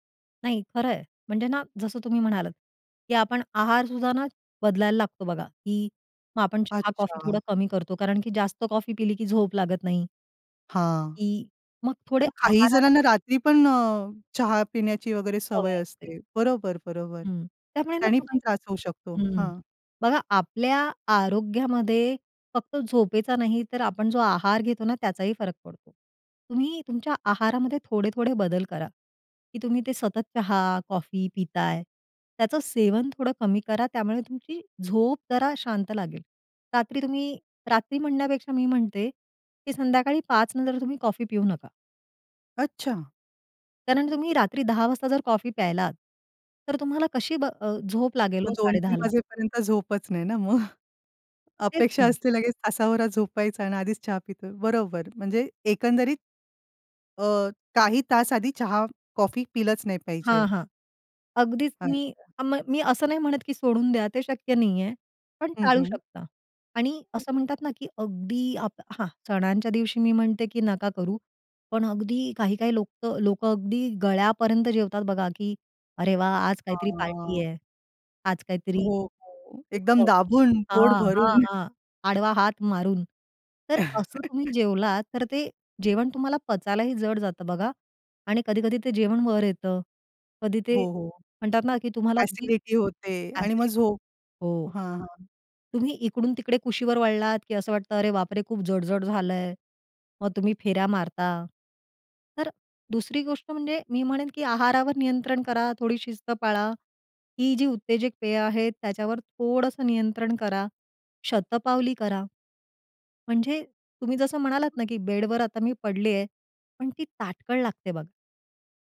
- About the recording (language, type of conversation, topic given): Marathi, podcast, रात्री शांत झोपेसाठी तुमची दिनचर्या काय आहे?
- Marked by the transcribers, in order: other background noise; other noise; tapping; laughing while speaking: "मग?"; drawn out: "हां"; chuckle